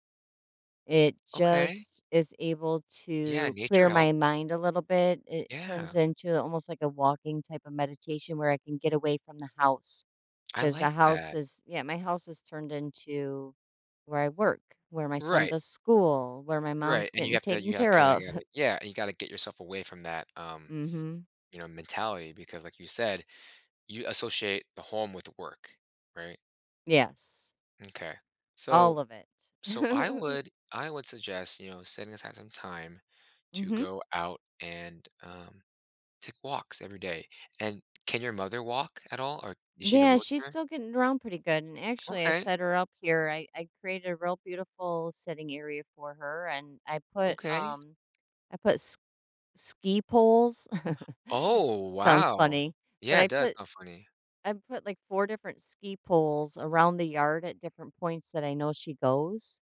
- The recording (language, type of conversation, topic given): English, advice, How can I cope with anxiety while waiting for my medical test results?
- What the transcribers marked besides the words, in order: tapping; chuckle; laugh; chuckle